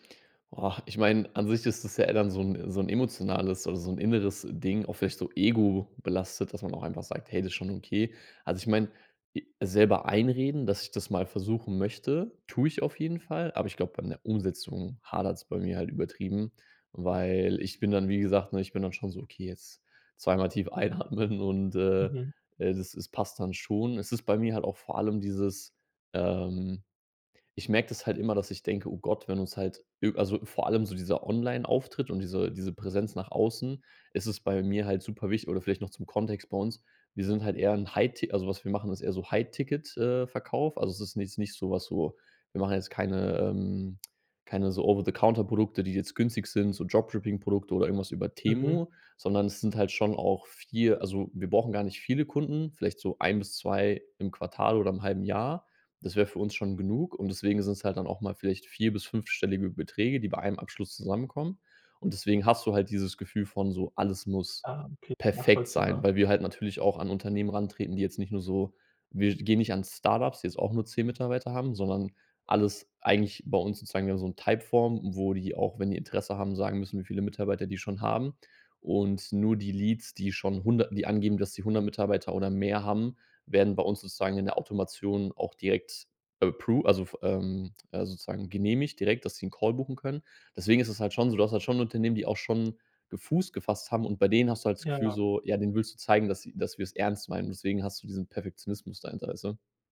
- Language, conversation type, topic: German, advice, Wie kann ich verhindern, dass mich Perfektionismus davon abhält, wichtige Projekte abzuschließen?
- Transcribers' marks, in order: laughing while speaking: "einatmen"; in English: "High-Ticket"; in English: "Over-the-Counter"; in English: "Dropshipping"